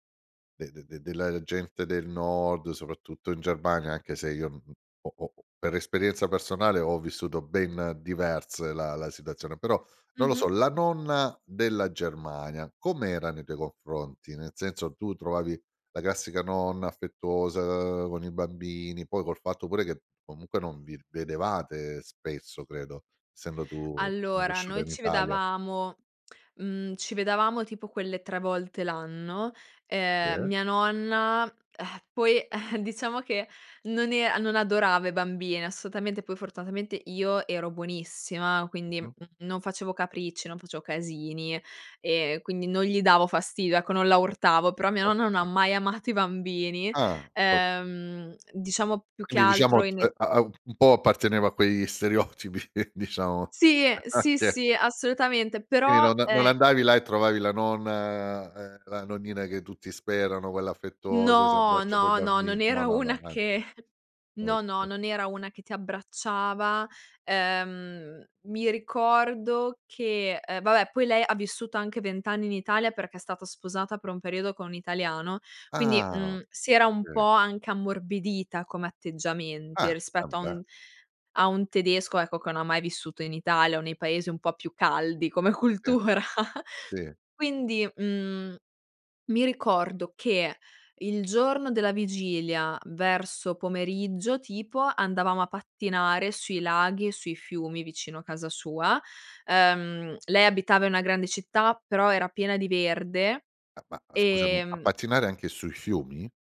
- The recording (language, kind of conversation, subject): Italian, podcast, Come festeggiate le ricorrenze tradizionali in famiglia?
- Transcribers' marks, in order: "vedevamo" said as "vedavamo"; other background noise; "vedevamo" said as "vedavamo"; laughing while speaking: "stereotipi, diciamo"; unintelligible speech; chuckle; laughing while speaking: "come cultura"; chuckle